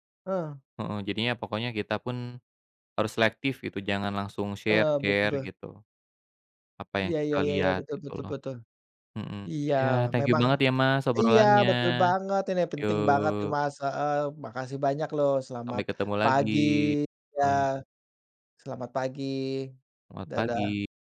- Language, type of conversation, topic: Indonesian, unstructured, Bagaimana cara memilih berita yang tepercaya?
- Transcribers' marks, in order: tapping; in English: "share-share"